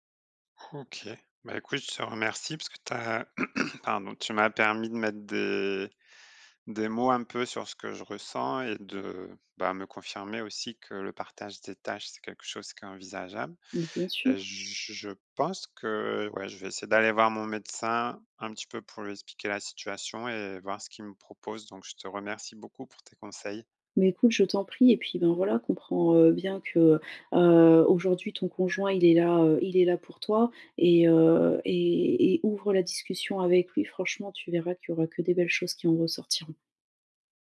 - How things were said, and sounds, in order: throat clearing
- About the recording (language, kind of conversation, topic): French, advice, Comment décririez-vous les tensions familiales liées à votre épuisement ?
- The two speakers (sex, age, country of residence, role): female, 35-39, France, advisor; male, 35-39, France, user